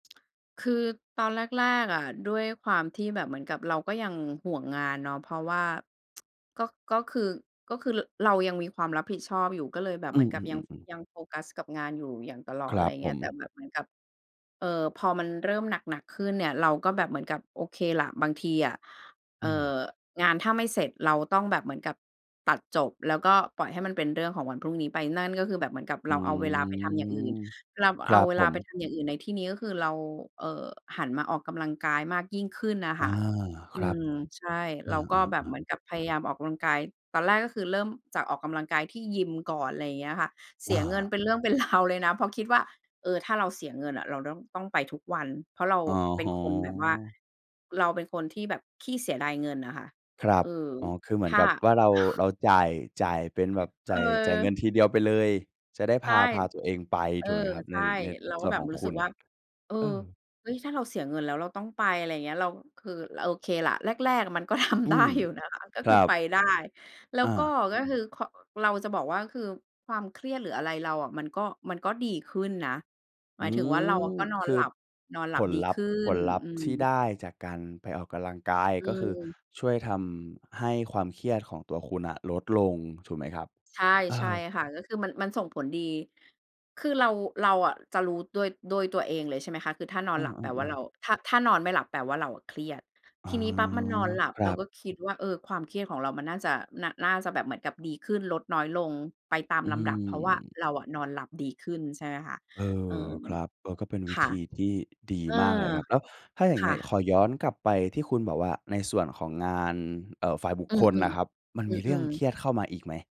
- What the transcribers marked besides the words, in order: tsk; drawn out: "อืม"; laughing while speaking: "ราว"; tapping; laughing while speaking: "ทำได้อยู่นะคะ"
- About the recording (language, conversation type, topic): Thai, podcast, คุณมีวิธีจัดการความเครียดในชีวิตประจำวันอย่างไรบ้าง?